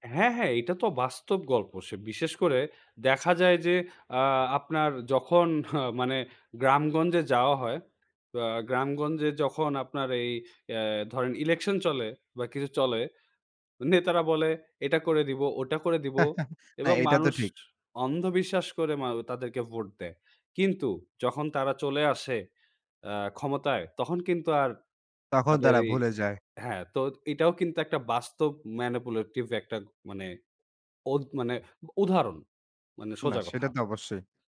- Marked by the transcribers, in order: scoff; chuckle; in English: "manipulative"
- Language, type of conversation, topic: Bengali, podcast, আপনি কী লক্ষণ দেখে প্রভাবিত করার উদ্দেশ্যে বানানো গল্প চেনেন এবং সেগুলোকে বাস্তব তথ্য থেকে কীভাবে আলাদা করেন?